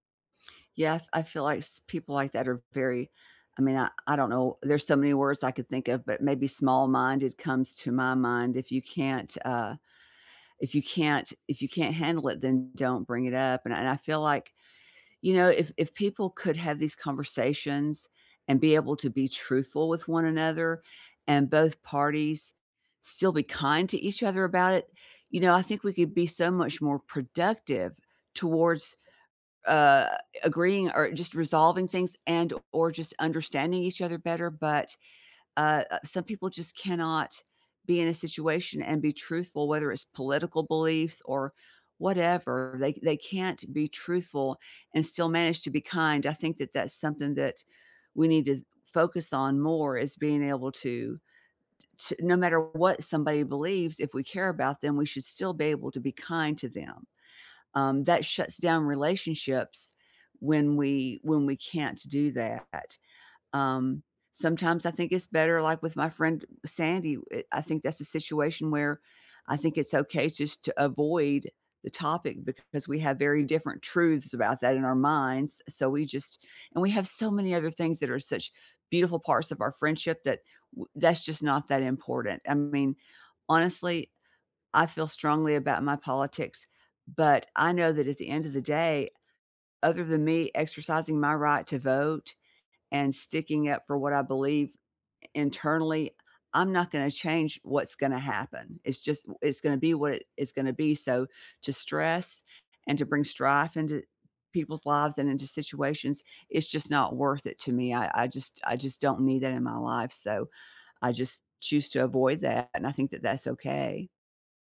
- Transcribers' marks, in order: other background noise; alarm
- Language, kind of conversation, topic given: English, unstructured, How do you feel about telling the truth when it hurts someone?
- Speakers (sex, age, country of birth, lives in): female, 65-69, United States, United States; male, 60-64, United States, United States